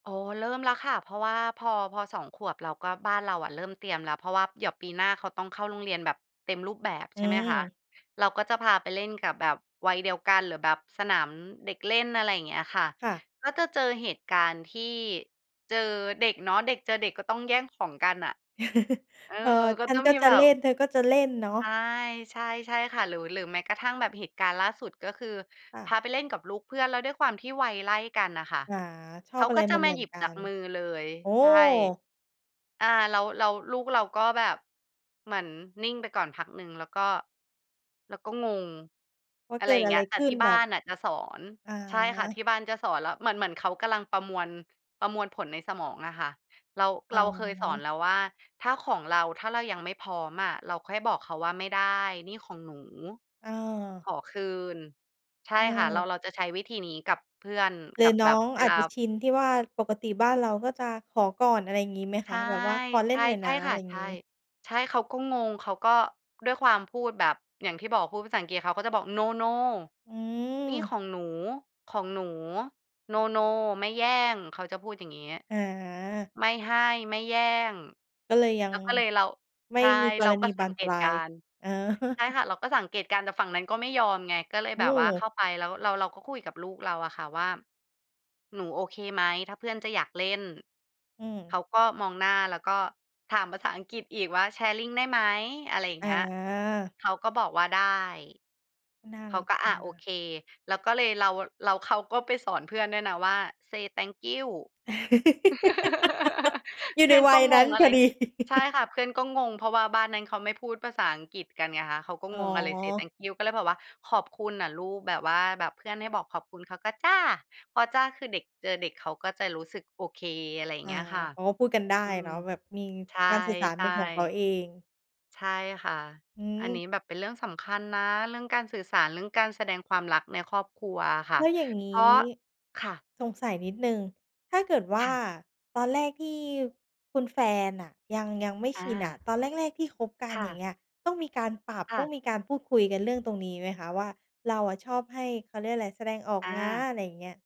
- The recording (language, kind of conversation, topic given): Thai, podcast, คุณคิดว่าควรแสดงความรักในครอบครัวอย่างไรบ้าง?
- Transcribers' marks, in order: laugh; laughing while speaking: "อ๋อ"; in English: "sharing"; in English: "say thank you"; laugh; laugh; in English: "say thank you"